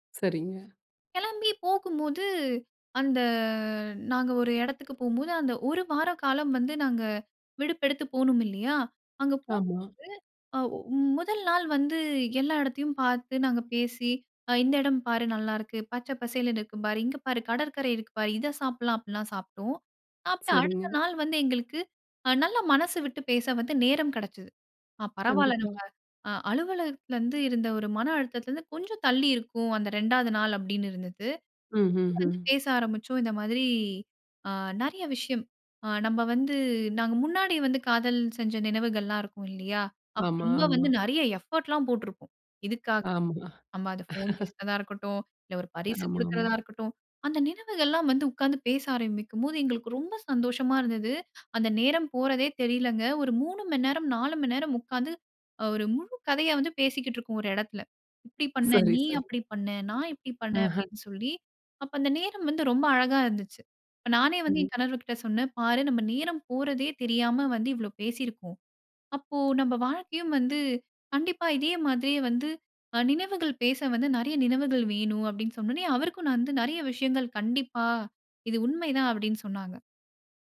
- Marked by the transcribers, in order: drawn out: "அந்த"; in English: "எஃபோர்ட்"; laugh
- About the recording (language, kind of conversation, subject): Tamil, podcast, நேரமா, பணமா—நீங்கள் எதற்கு அதிக முக்கியத்துவம் தருவீர்கள்?